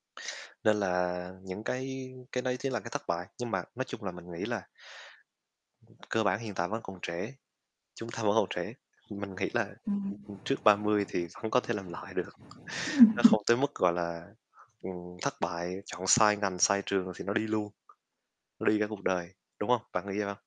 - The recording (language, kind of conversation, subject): Vietnamese, unstructured, Bạn đã học được điều gì từ những thất bại trong quá khứ?
- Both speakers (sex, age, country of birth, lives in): female, 30-34, Vietnam, Vietnam; male, 20-24, Vietnam, Vietnam
- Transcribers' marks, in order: tapping; other background noise; static; laughing while speaking: "Ừm"